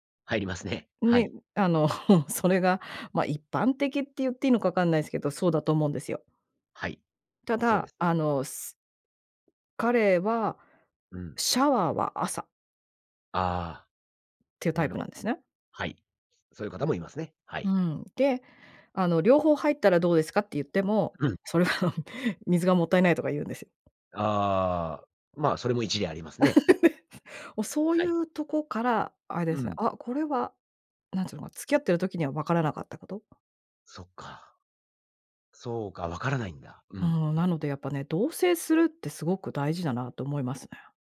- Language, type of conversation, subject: Japanese, podcast, 結婚や同棲を決めるとき、何を基準に判断しましたか？
- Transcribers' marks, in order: chuckle; other background noise; tapping; laughing while speaking: "それは"; laugh